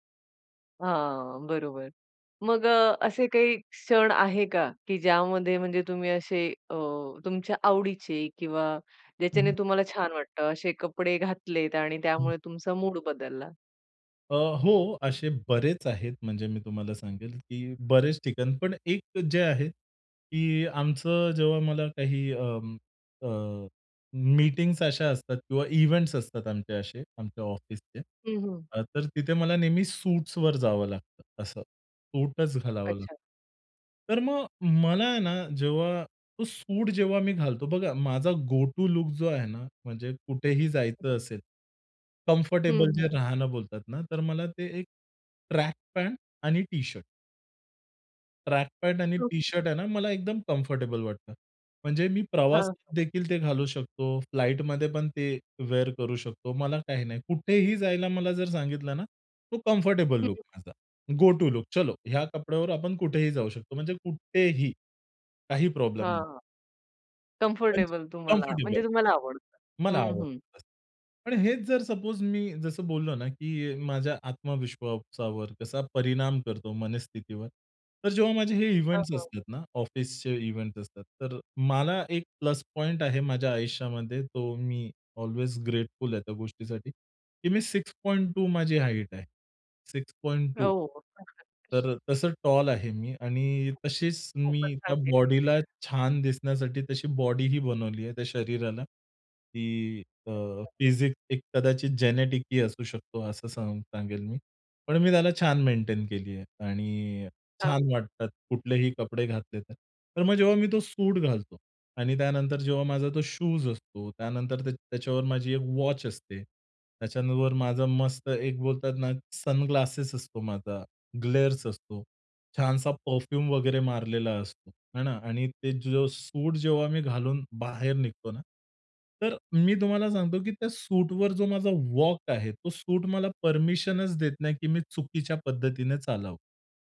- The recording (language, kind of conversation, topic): Marathi, podcast, तुमच्या कपड्यांच्या निवडीचा तुमच्या मनःस्थितीवर कसा परिणाम होतो?
- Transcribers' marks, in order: tapping; in English: "इव्हेंट्स"; in English: "गो-टू लूक"; other noise; in English: "कम्फरटेबल"; in English: "कम्फरटेबल"; other background noise; in English: "कम्फरटेबल"; in English: "गो-टू लूक"; in English: "कम्फरटेबल"; in English: "कम्फरटेबल"; in English: "इव्हेंट्स"; in English: "इव्हेंट्स"; in English: "ऑल्वेज ग्रेटफुल"; unintelligible speech; in English: "जेनेटिक"; in English: "सनग्लासेस"